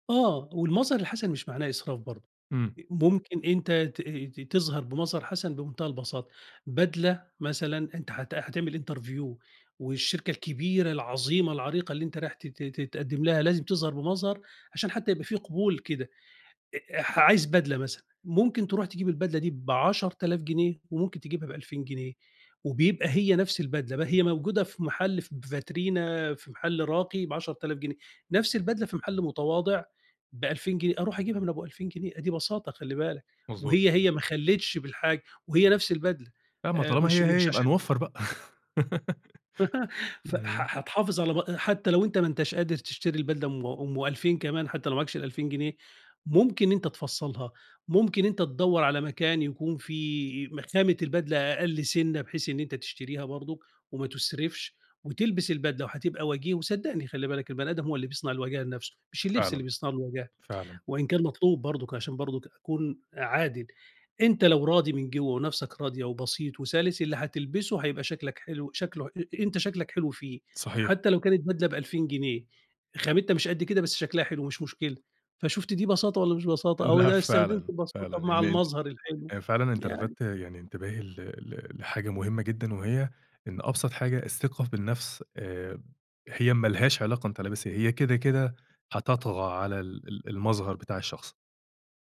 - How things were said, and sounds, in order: in English: "interview"; laugh
- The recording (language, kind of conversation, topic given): Arabic, podcast, إزاي البساطة ليها علاقة بالاستدامة في حياتنا اليومية؟